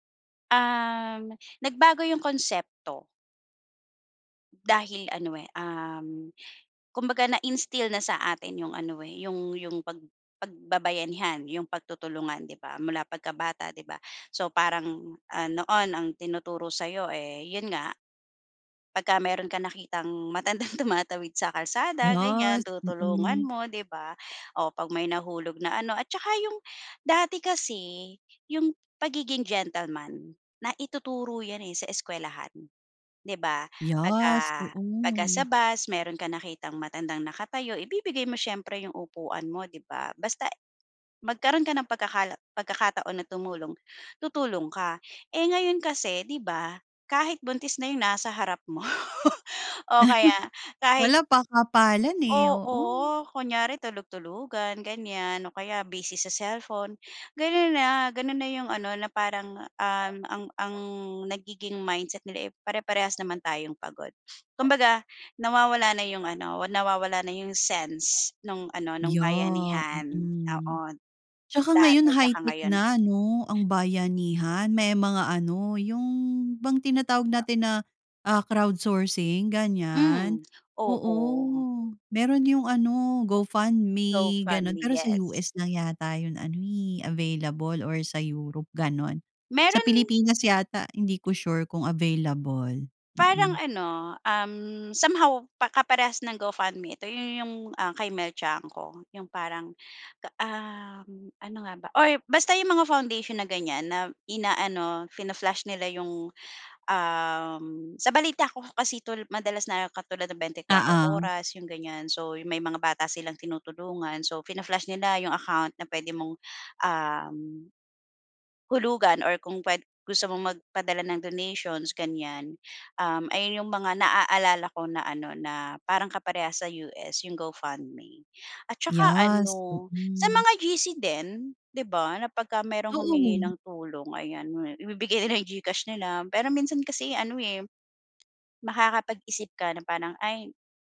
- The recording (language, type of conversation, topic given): Filipino, podcast, Ano ang ibig sabihin ng bayanihan para sa iyo, at bakit?
- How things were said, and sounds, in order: in English: "na-instill"; laughing while speaking: "matandang"; laughing while speaking: "mo"; laugh; tapping; in English: "crowd sourcing"